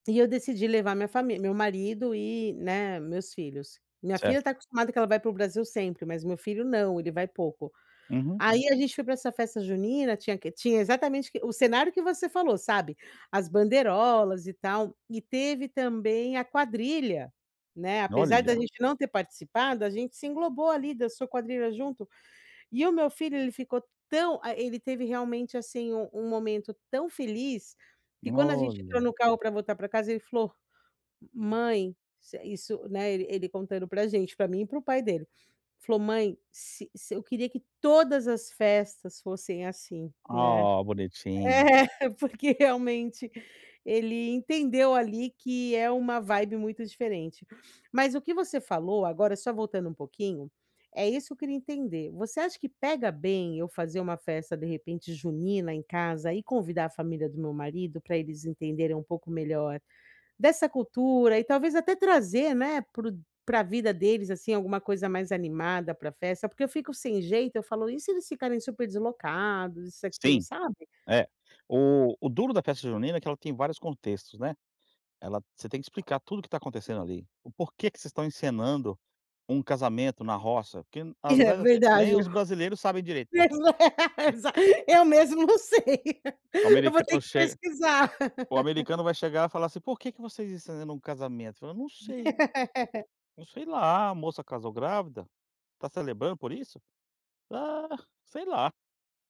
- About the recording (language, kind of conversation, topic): Portuguese, advice, Como posso conciliar as tradições familiares com a minha identidade pessoal?
- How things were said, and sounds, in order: other noise; laughing while speaking: "é exato eu mesmo não sei, eu vou ter que pesquisar"; laugh; laugh